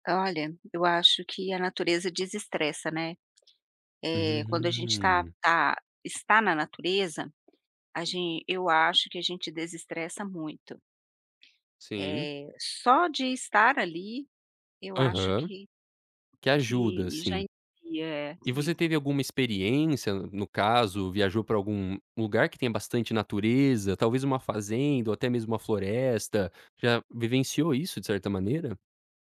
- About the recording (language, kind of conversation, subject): Portuguese, podcast, Como a natureza ajuda na saúde mental da gente?
- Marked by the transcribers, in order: tapping; other background noise; unintelligible speech